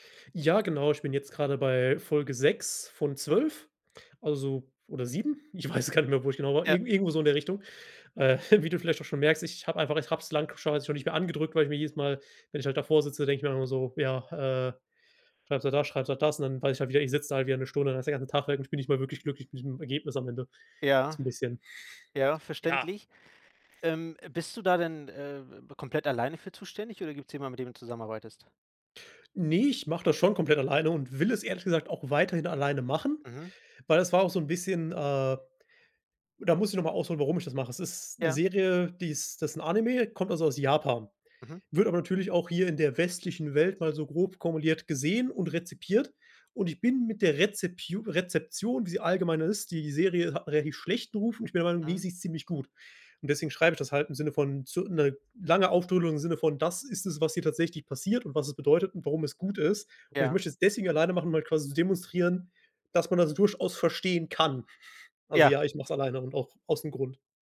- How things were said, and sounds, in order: laughing while speaking: "weiß"; laughing while speaking: "Äh"; chuckle; chuckle
- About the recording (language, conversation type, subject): German, advice, Wie blockiert dich Perfektionismus bei deinen Projekten und wie viel Stress verursacht er dir?